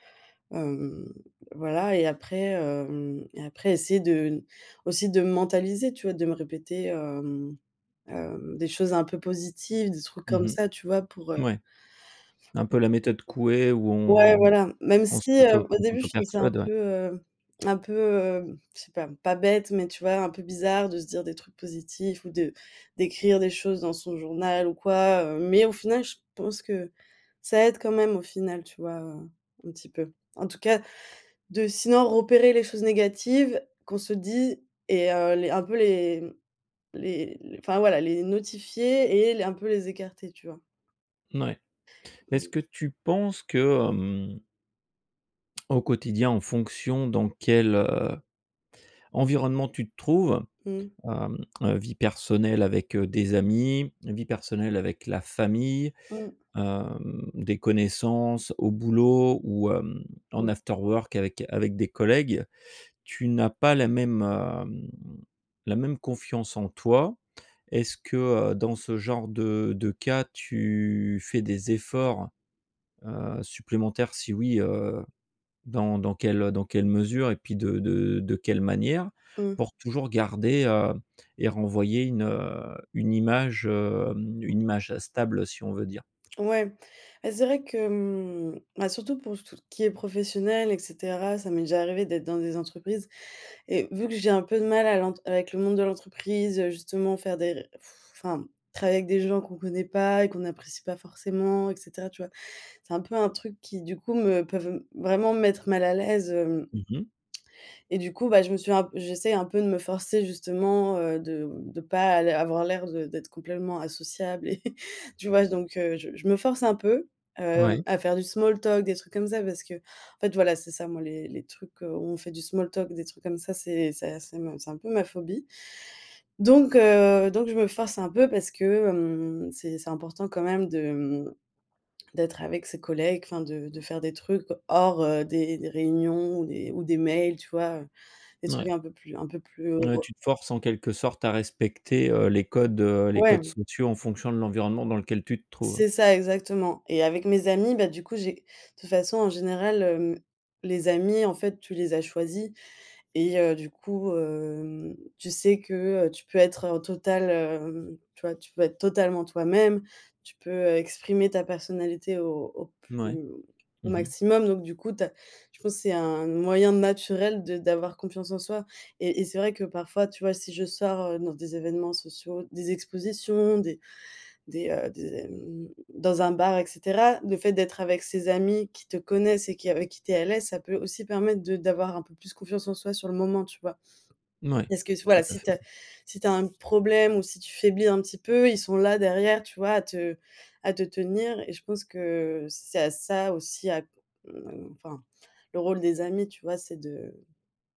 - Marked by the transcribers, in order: other background noise; tongue click; in English: "afterwork"; drawn out: "hem"; drawn out: "tu"; sigh; tongue click; laugh; in English: "small talk"; in English: "small talk"; drawn out: "hem"
- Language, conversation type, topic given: French, podcast, Comment construis-tu ta confiance en toi au quotidien ?